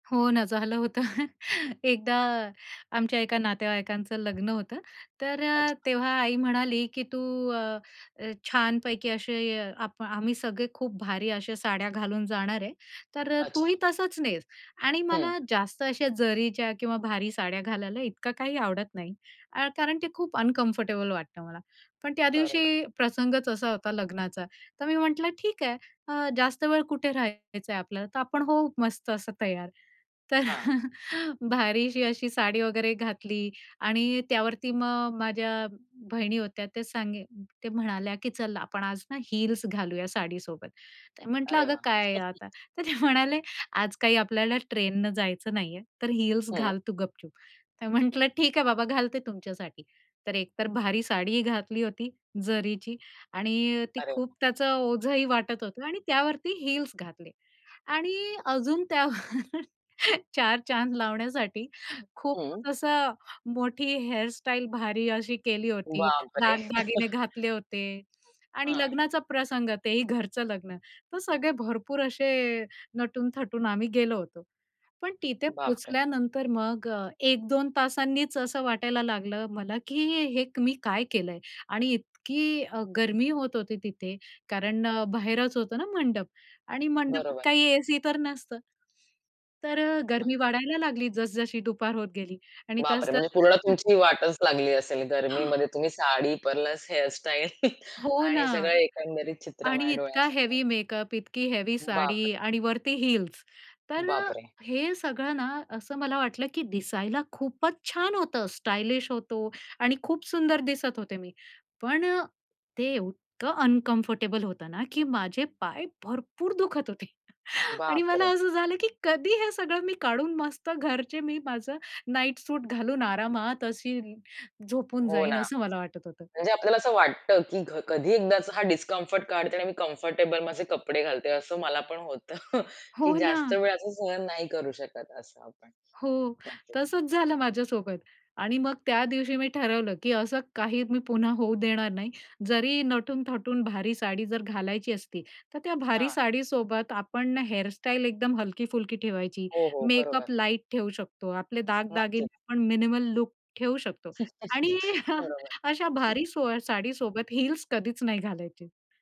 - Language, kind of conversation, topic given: Marathi, podcast, आराम आणि देखणेपणा यांपैकी तुम्ही कशाला जास्त महत्त्व देता?
- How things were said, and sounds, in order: laughing while speaking: "झालं होतं"; chuckle; tapping; other background noise; in English: "अनकम्फर्टेबल"; laughing while speaking: "तर"; chuckle; in English: "हील्स"; chuckle; laughing while speaking: "तर ते"; in English: "हील्स"; in English: "हील्स"; laughing while speaking: "त्यावर"; chuckle; alarm; laughing while speaking: "हे"; chuckle; chuckle; in English: "हेवी"; in English: "हेवी"; in English: "हील्स"; in English: "अनकम्फर्टेबल"; stressed: "भरपूर"; laughing while speaking: "होते"; in English: "डिस्कम्फर्ट"; in English: "कम्फर्टेबल"; scoff; horn; chuckle; laughing while speaking: "अ"; in English: "हील्स"